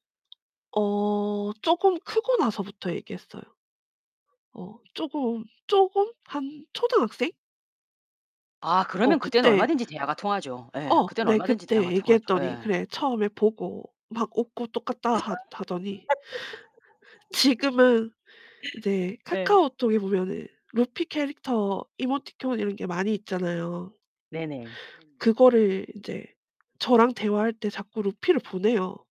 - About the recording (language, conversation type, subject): Korean, podcast, 미디어에서 나와 닮은 인물을 본 적이 있나요?
- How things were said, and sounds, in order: tapping; background speech; laugh